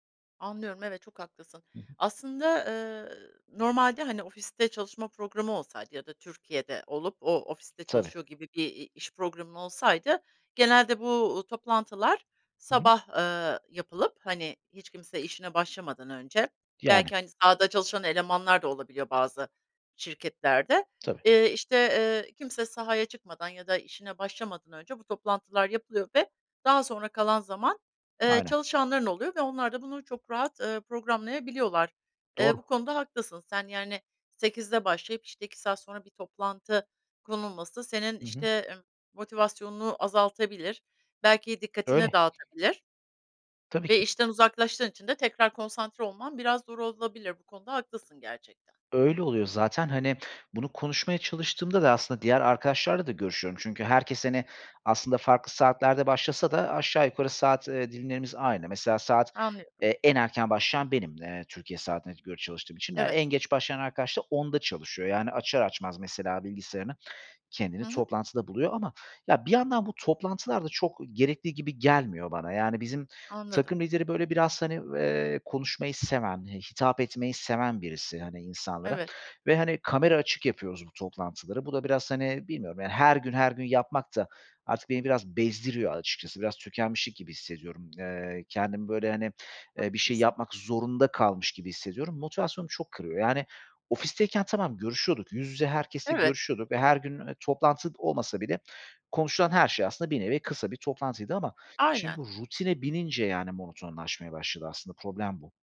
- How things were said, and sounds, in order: unintelligible speech; other background noise; tapping
- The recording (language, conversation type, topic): Turkish, advice, Uzaktan çalışmaya başlayınca zaman yönetimi ve iş-özel hayat sınırlarına nasıl uyum sağlıyorsunuz?